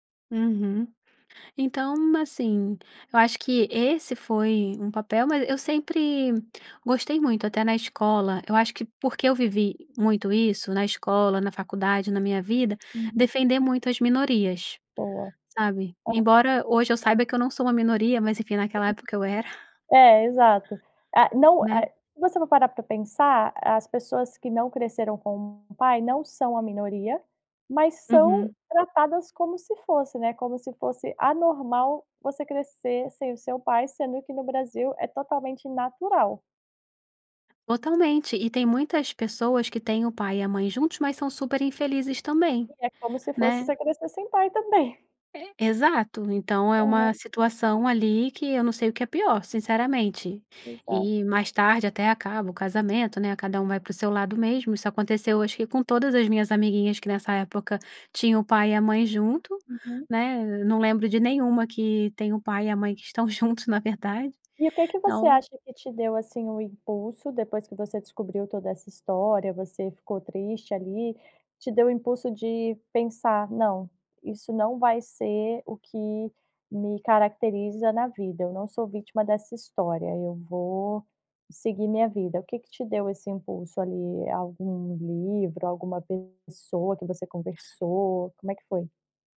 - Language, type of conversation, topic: Portuguese, podcast, Como você pode deixar de se ver como vítima e se tornar protagonista da sua vida?
- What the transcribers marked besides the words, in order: unintelligible speech